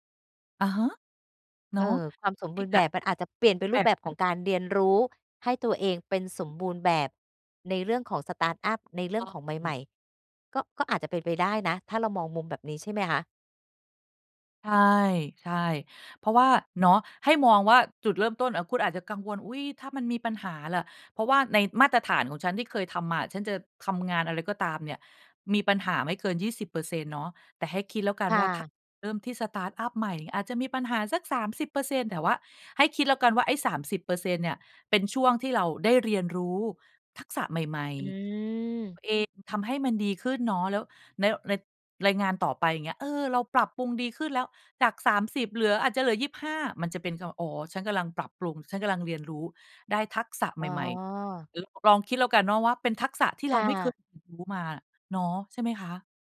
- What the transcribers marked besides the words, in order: in English: "สตาร์ตอัป"; in English: "สตาร์ตอัป"
- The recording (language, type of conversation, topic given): Thai, advice, ทำไมฉันถึงกลัวที่จะเริ่มงานใหม่เพราะความคาดหวังว่าตัวเองต้องทำได้สมบูรณ์แบบ?
- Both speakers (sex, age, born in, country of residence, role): female, 45-49, Thailand, Thailand, advisor; female, 50-54, Thailand, Thailand, user